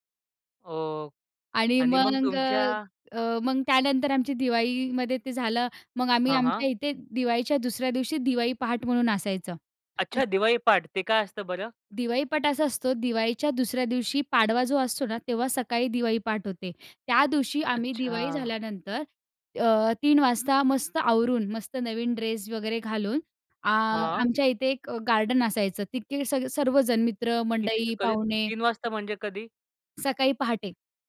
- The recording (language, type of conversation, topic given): Marathi, podcast, तुमचे सण साजरे करण्याची खास पद्धत काय होती?
- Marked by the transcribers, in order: background speech; tapping; unintelligible speech; "दिवाळी पहाट" said as "दिवाळीपट"; "पहाट" said as "पाट"; other background noise